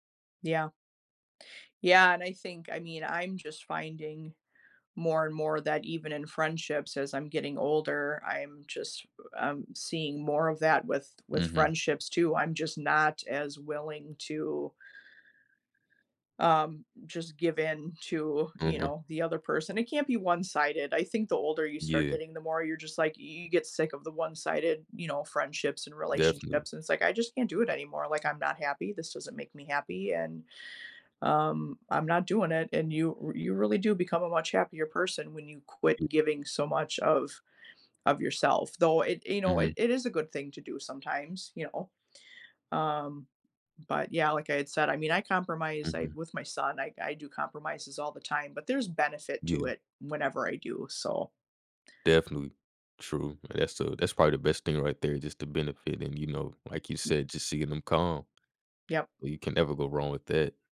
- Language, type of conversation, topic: English, unstructured, When did you have to compromise with someone?
- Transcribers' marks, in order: tapping; other background noise; unintelligible speech